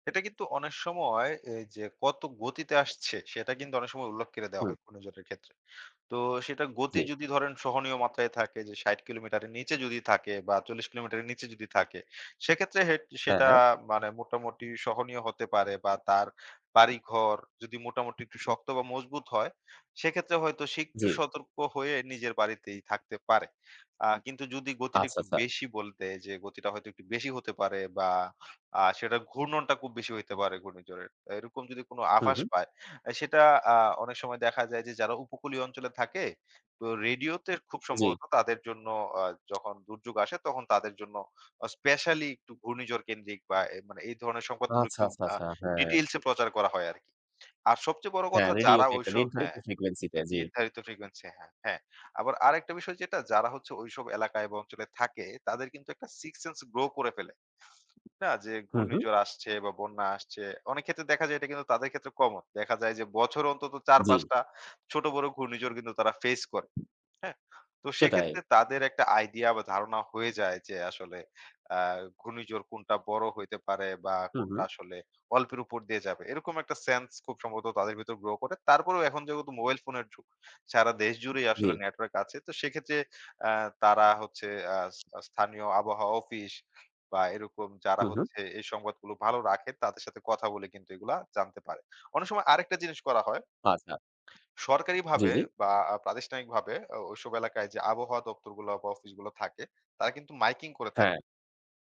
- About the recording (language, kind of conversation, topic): Bengali, podcast, ঘূর্ণিঝড় বা বন্যার জন্য কীভাবে প্রস্তুতি নিলে ভালো হয়, আপনার পরামর্শ কী?
- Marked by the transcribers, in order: "করে" said as "কেরে"; tapping; in English: "details"; in English: "frequency"; in English: "frequency"; in English: "sixth sense grow"; other background noise; in English: "grow"